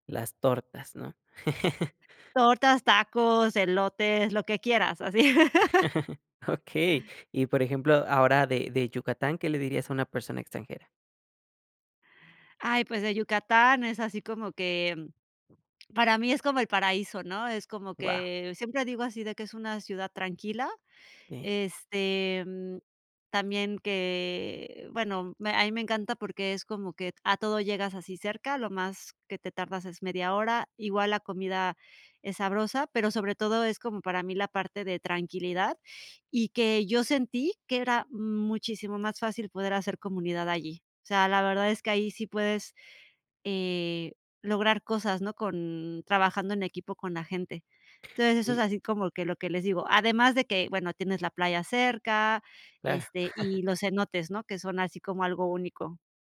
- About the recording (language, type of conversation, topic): Spanish, podcast, ¿Qué significa para ti decir que eres de algún lugar?
- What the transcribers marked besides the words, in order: chuckle; chuckle; laugh; other background noise; chuckle